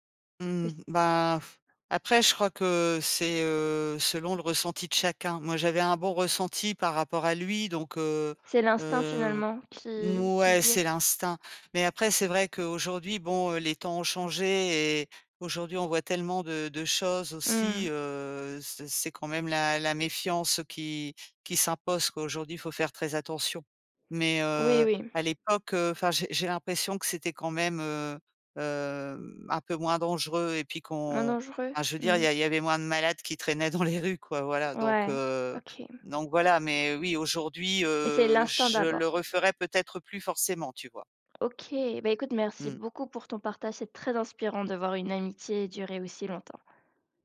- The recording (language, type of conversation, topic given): French, podcast, Comment une rencontre avec un inconnu s’est-elle transformée en une belle amitié ?
- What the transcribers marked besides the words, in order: sigh; tapping; laughing while speaking: "dans les rues"